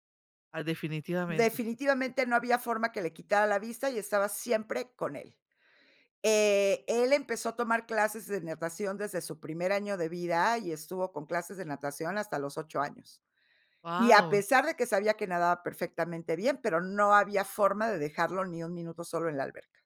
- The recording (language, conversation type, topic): Spanish, podcast, ¿Cómo cuidas tu seguridad cuando viajas solo?
- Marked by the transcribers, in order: none